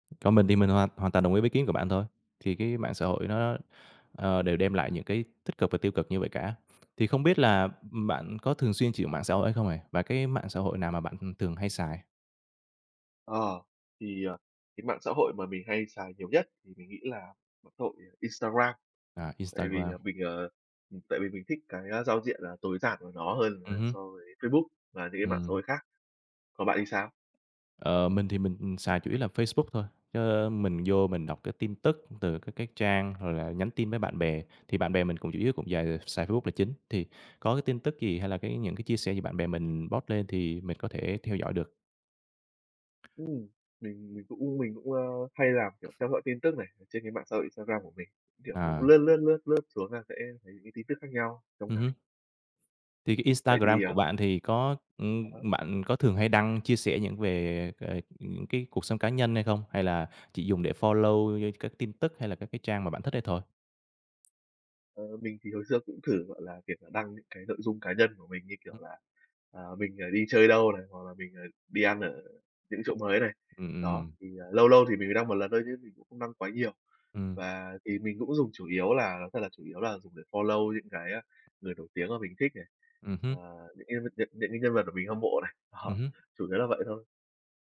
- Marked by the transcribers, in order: tapping; other background noise; in English: "post"; other noise; in English: "follow"; in English: "follow"; laughing while speaking: "Đó"
- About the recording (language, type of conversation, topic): Vietnamese, unstructured, Bạn thấy ảnh hưởng của mạng xã hội đến các mối quan hệ như thế nào?